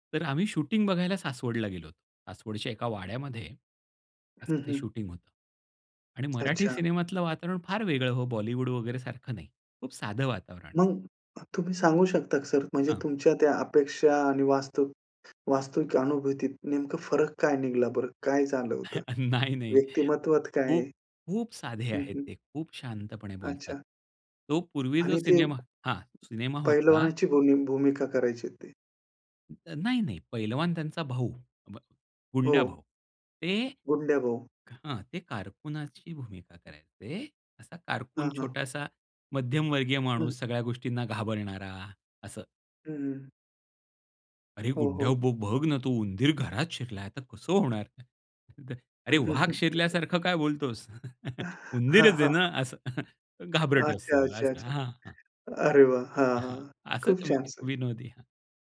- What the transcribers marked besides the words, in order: tapping; laughing while speaking: "नाही, नाही"; other background noise; put-on voice: "अरे गुंड्या भाऊ बघ ना तो उंदीर घरात शिरला तर कसं होणार?"; chuckle
- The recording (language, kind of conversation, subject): Marathi, podcast, आवडत्या कलाकाराला प्रत्यक्ष पाहिल्यावर तुम्हाला कसं वाटलं?